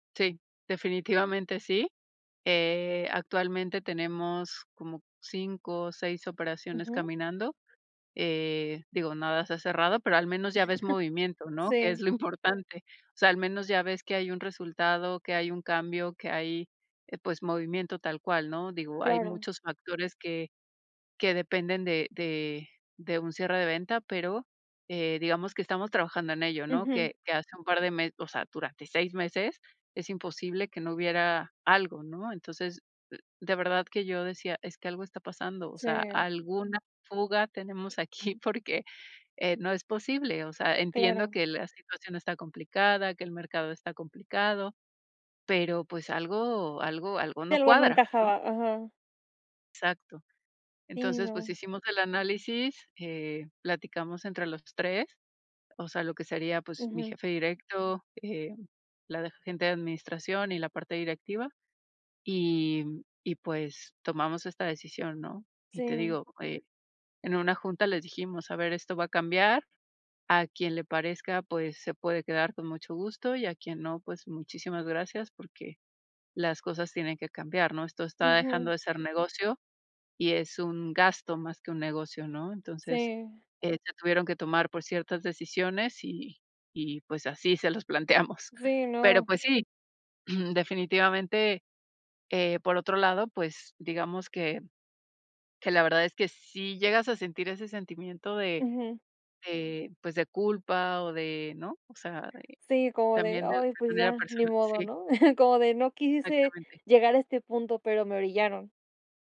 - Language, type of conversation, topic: Spanish, advice, ¿Cómo puedo preparar la conversación de salida al presentar mi renuncia o solicitar un cambio de equipo?
- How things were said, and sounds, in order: laughing while speaking: "Que es lo importante"; giggle; tapping; laughing while speaking: "porque"; chuckle